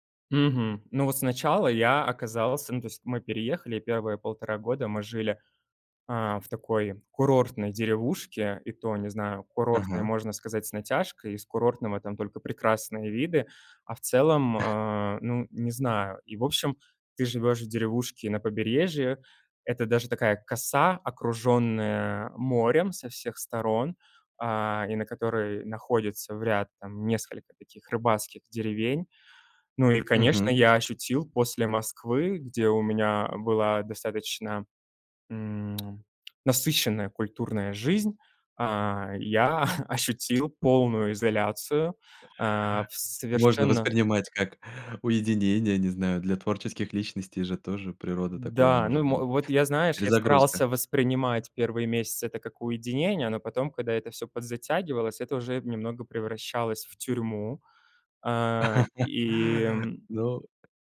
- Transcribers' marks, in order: chuckle; tapping; chuckle; laugh
- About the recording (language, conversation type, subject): Russian, podcast, Как вы приняли решение уехать из родного города?